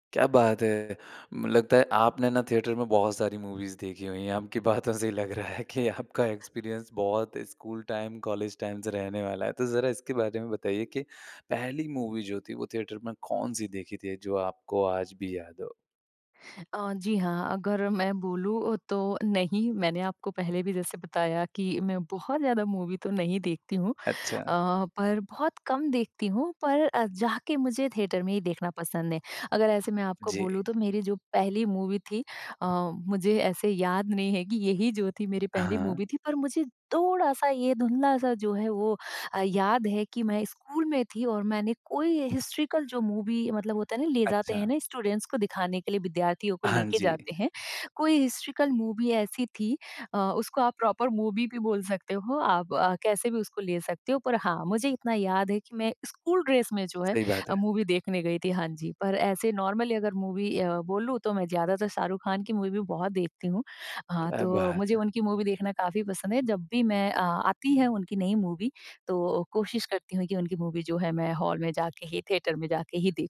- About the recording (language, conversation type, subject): Hindi, podcast, आप थिएटर में फिल्म देखना पसंद करेंगे या घर पर?
- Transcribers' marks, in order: in English: "थिएटर"; in English: "मूवीज़"; laughing while speaking: "बातों से ही लग रहा है कि आपका"; in English: "एक्सपीरियंस"; in English: "टाइम"; in English: "टाइम"; in English: "मूवी"; in English: "थिएटर"; in English: "मूवी"; in English: "थिएटर"; in English: "मूवी"; in English: "मूवी"; in English: "हिस्टॉरिकल"; in English: "मूवी"; in English: "स्टूडेंट्स"; in English: "हिस्टॉरिकल मूवी"; in English: "प्रॉपर मूवी"; in English: "ड्रेस"; in English: "मूवी"; tapping; in English: "नॉर्मली"; in English: "मूवी"; in English: "मूवी"; in English: "मूवी"; in English: "मूवी"; in English: "मूवी"; in English: "थिएटर"